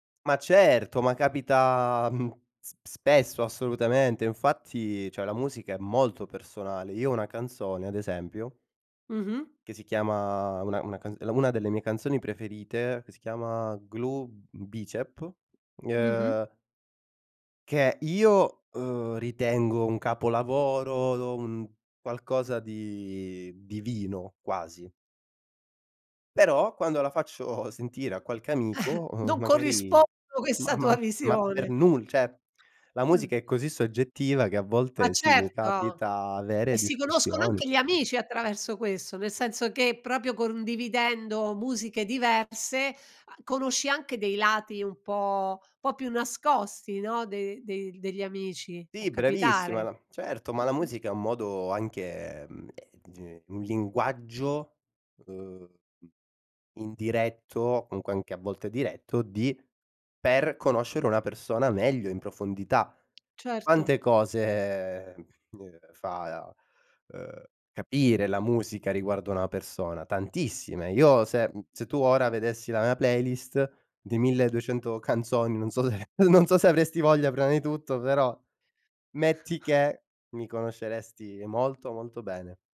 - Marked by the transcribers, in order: laughing while speaking: "faccio"; chuckle; laughing while speaking: "tua"; laughing while speaking: "canzoni, non so se"; chuckle
- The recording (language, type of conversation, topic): Italian, podcast, Come influenzano le tue scelte musicali gli amici?